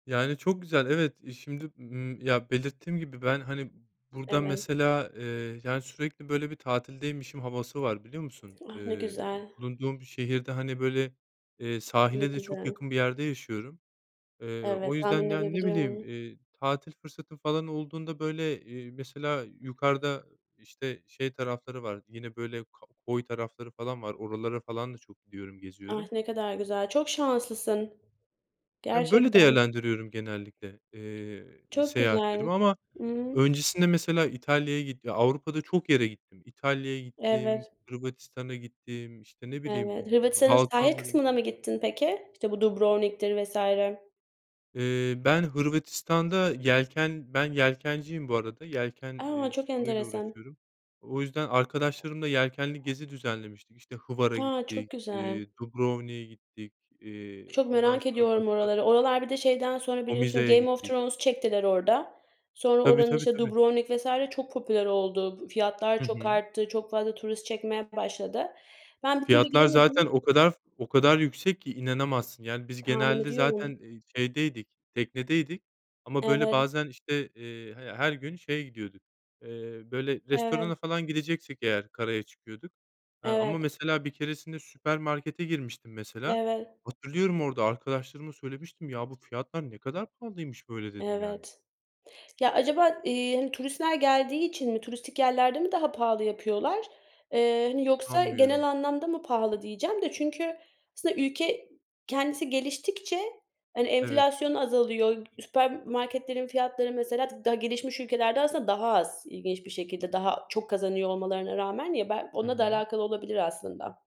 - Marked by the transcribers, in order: other noise
- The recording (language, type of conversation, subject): Turkish, unstructured, Seyahat etmek size ne kadar mutluluk verir?